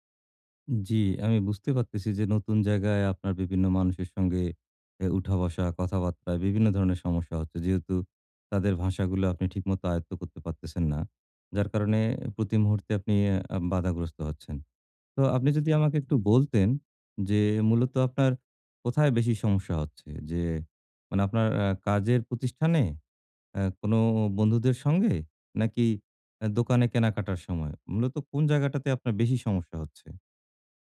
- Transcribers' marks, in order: tapping
- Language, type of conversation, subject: Bengali, advice, নতুন সমাজে ভাষা ও আচরণে আত্মবিশ্বাস কীভাবে পাব?